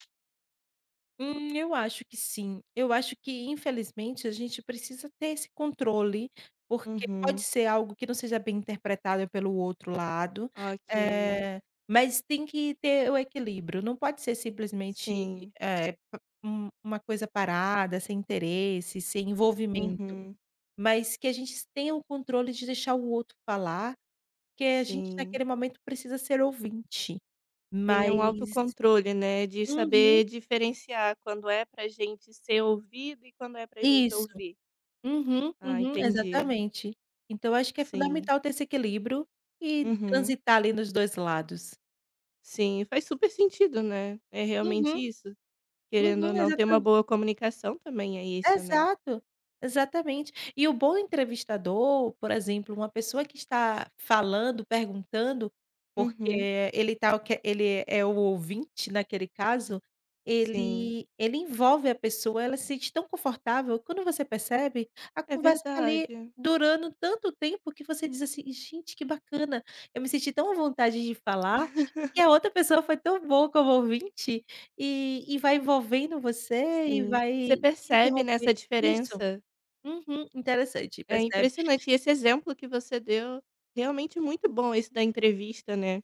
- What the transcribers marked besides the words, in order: other background noise; laugh; tapping
- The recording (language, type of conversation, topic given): Portuguese, podcast, O que torna alguém um bom ouvinte?